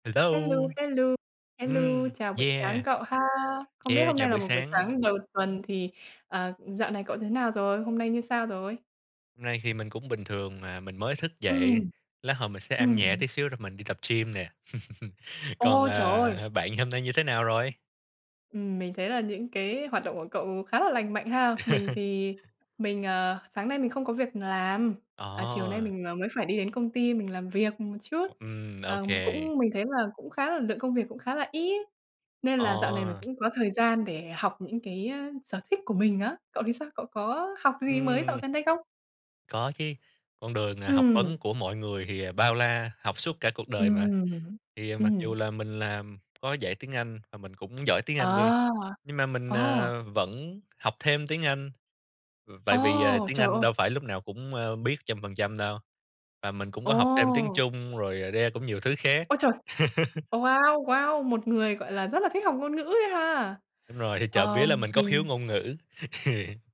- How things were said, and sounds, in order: tapping; other background noise; laugh; laugh; laugh; chuckle
- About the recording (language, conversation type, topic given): Vietnamese, unstructured, Bạn cảm thấy thế nào khi vừa hoàn thành một khóa học mới?